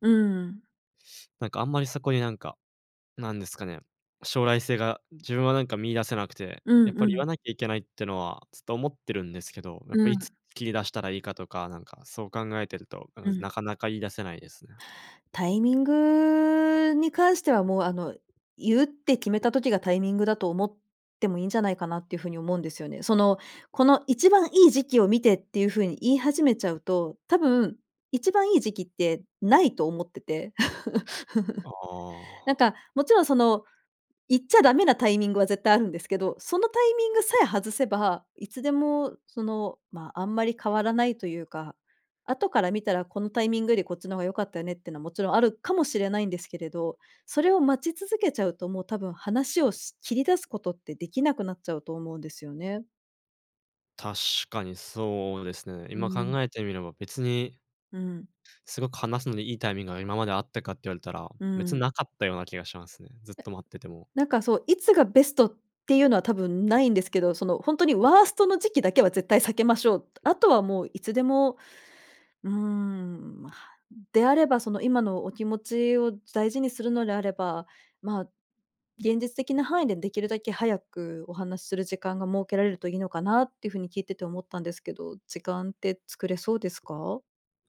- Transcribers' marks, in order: tapping; chuckle; other background noise
- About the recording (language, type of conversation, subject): Japanese, advice, パートナーとの関係の変化によって先行きが不安になったとき、どのように感じていますか？
- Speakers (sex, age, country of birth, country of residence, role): female, 40-44, Japan, Japan, advisor; male, 20-24, Japan, Japan, user